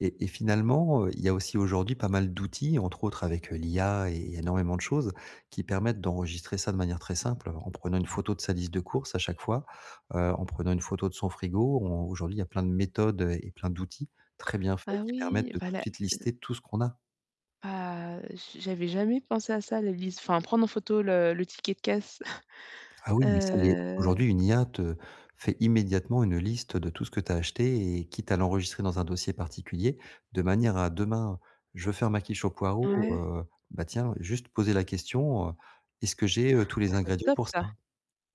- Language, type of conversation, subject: French, advice, Comment planifier mes repas quand ma semaine est surchargée ?
- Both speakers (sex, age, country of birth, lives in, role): female, 35-39, France, France, user; male, 40-44, France, France, advisor
- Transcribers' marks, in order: chuckle; drawn out: "Heu"